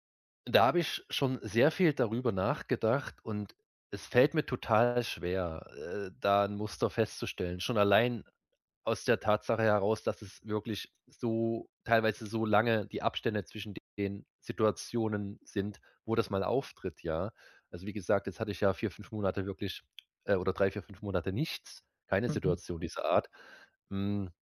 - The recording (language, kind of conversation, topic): German, advice, Wie beschreibst du deine Angst vor körperlichen Symptomen ohne klare Ursache?
- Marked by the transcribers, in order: other background noise